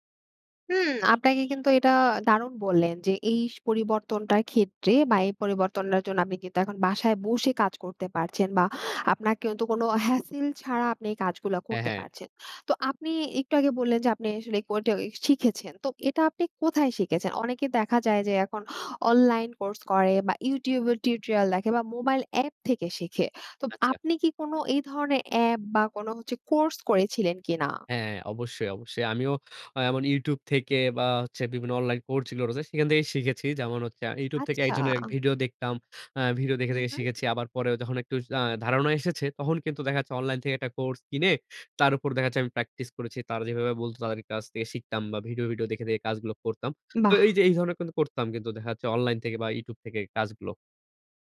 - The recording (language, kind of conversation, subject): Bengali, podcast, প্রযুক্তি কীভাবে তোমার শেখার ধরন বদলে দিয়েছে?
- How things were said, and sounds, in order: horn; in English: "হ্যাসেল"; "কোর্সগুলো" said as "কোর্চগুলো"